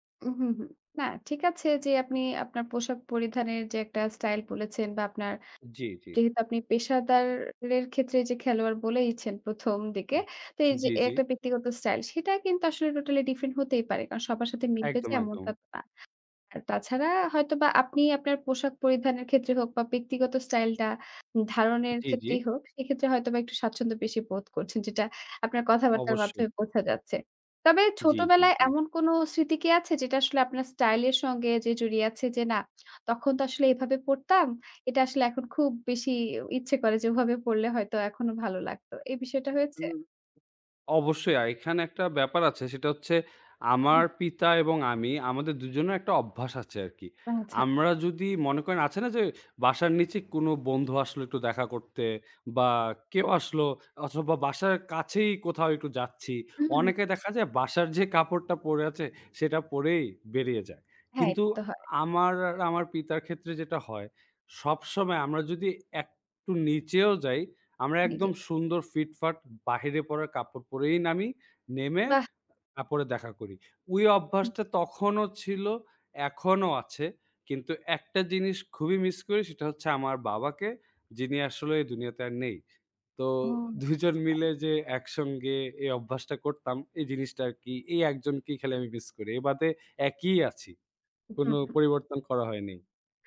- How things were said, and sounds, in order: tapping; laughing while speaking: "যে"; other background noise; laughing while speaking: "দুই জন"
- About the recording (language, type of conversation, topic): Bengali, podcast, কোন অভিজ্ঞতা তোমার ব্যক্তিগত স্টাইল গড়তে সবচেয়ে বড় ভূমিকা রেখেছে?